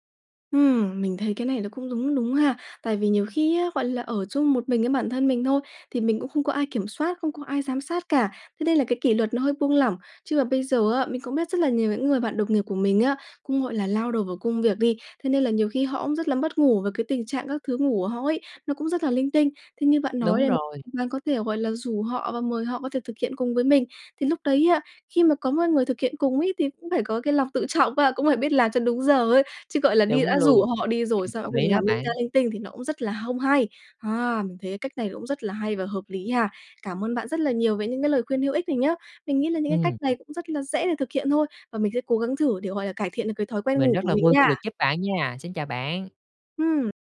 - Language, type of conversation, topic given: Vietnamese, advice, Vì sao tôi không thể duy trì thói quen ngủ đúng giờ?
- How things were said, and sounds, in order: none